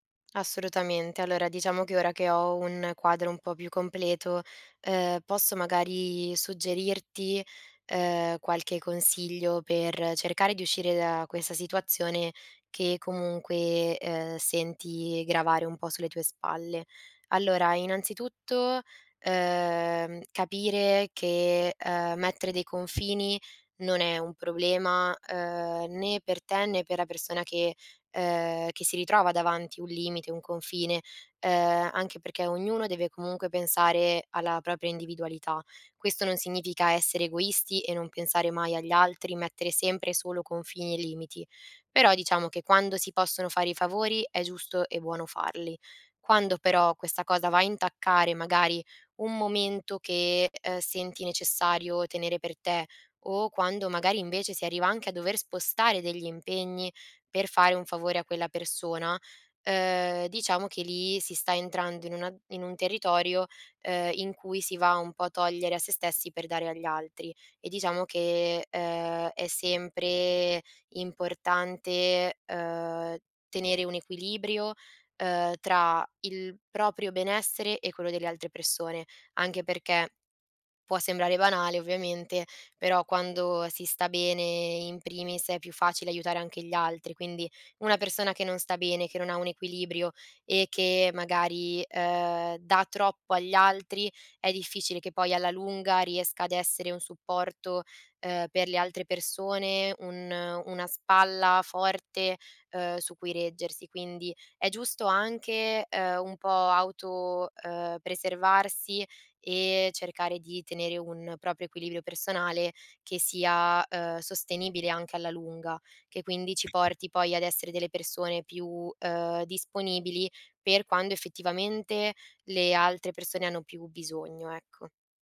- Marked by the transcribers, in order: tapping; "propria" said as "propia"; "proprio" said as "propio"; unintelligible speech
- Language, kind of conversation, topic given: Italian, advice, Come posso imparare a dire di no alle richieste degli altri senza sentirmi in colpa?